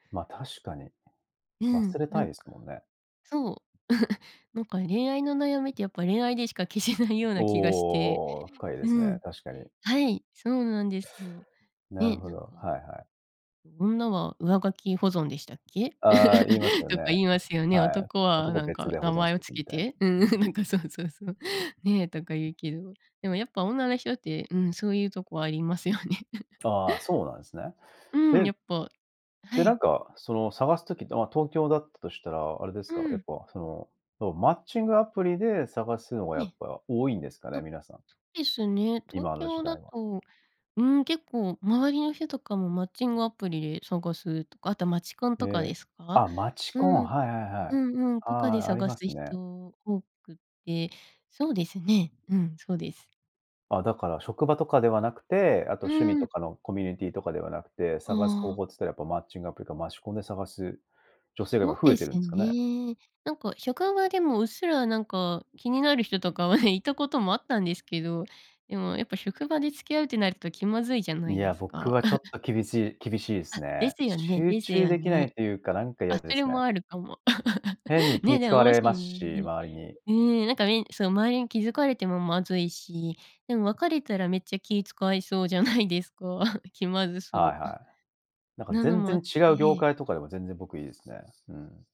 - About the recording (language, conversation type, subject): Japanese, podcast, タイミングが合わなかったことが、結果的に良いことにつながった経験はありますか？
- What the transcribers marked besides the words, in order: chuckle; laugh; laughing while speaking: "うん うん、なんかそう そう そう"; laughing while speaking: "ありますよね"; chuckle; other noise; laugh; laugh; laughing while speaking: "じゃないですか"; chuckle; other background noise